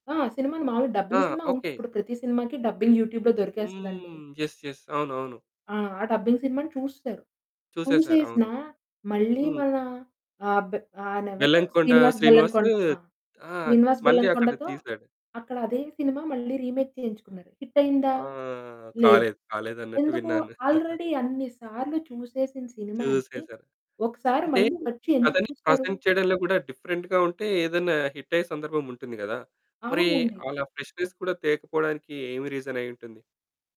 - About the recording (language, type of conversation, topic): Telugu, podcast, రీమేకుల గురించి మీ అభిప్రాయం ఏమిటి?
- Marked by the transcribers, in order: static; in English: "డబ్బింగ్"; in English: "డబ్బింగ్ యూట్యూబ్‌లో"; in English: "యెస్ యెస్"; in English: "డబ్బింగ్"; distorted speech; in English: "రీమేక్"; in English: "ఆల్రెడీ"; chuckle; in English: "ప్రెజెంట్"; in English: "డిఫరెంట్‌గా"; in English: "హిట్"; in English: "ఫ్రెష్నెస్"; in English: "రీజన్"